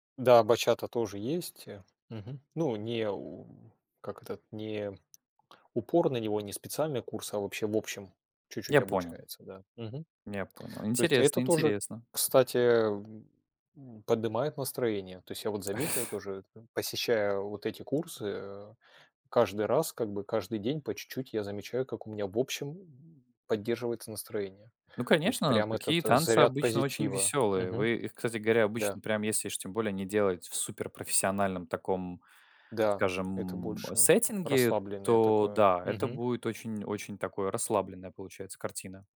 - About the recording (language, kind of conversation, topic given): Russian, unstructured, Что помогает вам поднять настроение в трудные моменты?
- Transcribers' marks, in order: other noise